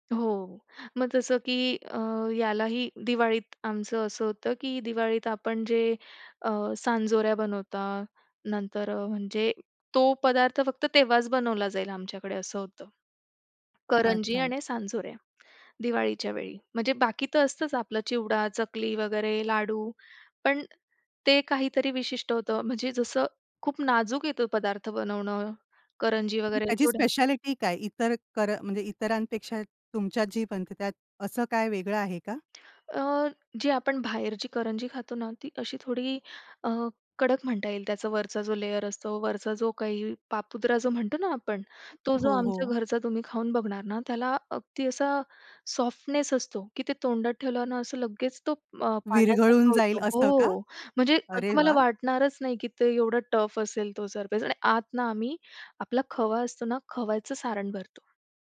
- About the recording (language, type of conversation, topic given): Marathi, podcast, तुम्ही वारसा म्हणून पुढच्या पिढीस कोणती पारंपरिक पाककृती देत आहात?
- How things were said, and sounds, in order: other noise; other background noise; lip smack; in English: "लेयर"; in English: "सॉफ्टनेस"; in English: "टफ"; in English: "सरफेस"